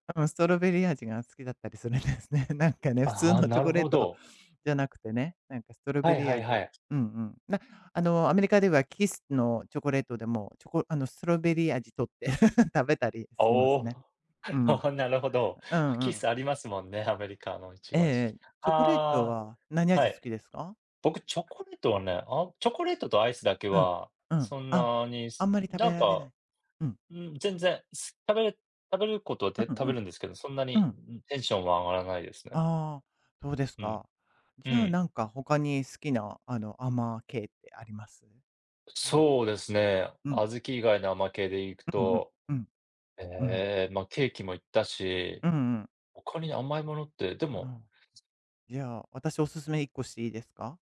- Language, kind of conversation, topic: Japanese, unstructured, 食べ物にまつわる子どもの頃の思い出はありますか？
- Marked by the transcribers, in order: laughing while speaking: "するんですね"; giggle; laughing while speaking: "ああ、なるほど"